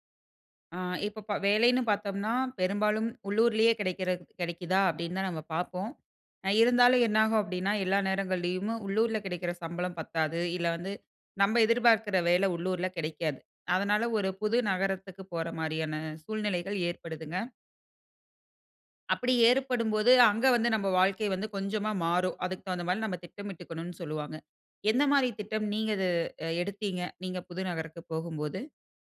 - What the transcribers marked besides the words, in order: "நேரங்கள்லயுமே" said as "நேரங்கள்லயுமு"; "நகரத்துக்கு" said as "நகரக்கு"
- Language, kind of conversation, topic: Tamil, podcast, புது நகருக்கு வேலைக்காகப் போகும்போது வாழ்க்கை மாற்றத்தை எப்படி திட்டமிடுவீர்கள்?